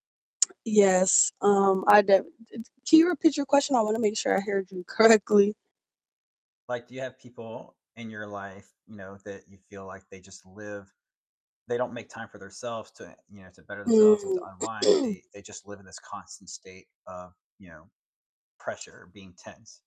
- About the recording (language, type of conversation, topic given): English, unstructured, What is something you want to improve in your personal life this year, and what might help?
- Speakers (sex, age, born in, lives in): female, 20-24, United States, United States; male, 40-44, United States, United States
- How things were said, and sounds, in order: distorted speech; "heard" said as "haird"; laughing while speaking: "correctly"; tapping; other background noise; throat clearing